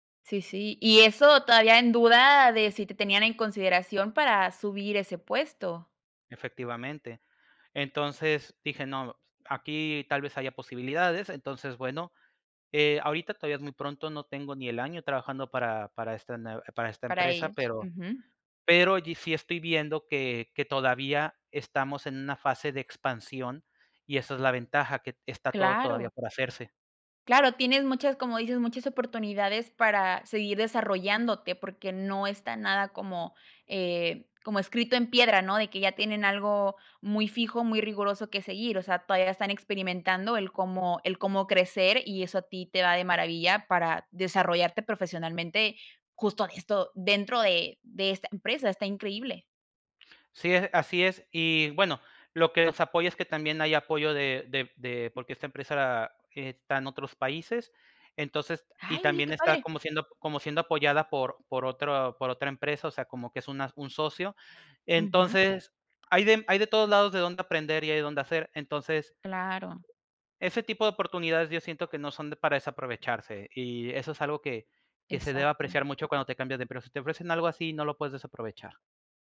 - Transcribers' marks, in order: tapping; other background noise
- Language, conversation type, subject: Spanish, podcast, ¿Cómo sabes cuándo es hora de cambiar de trabajo?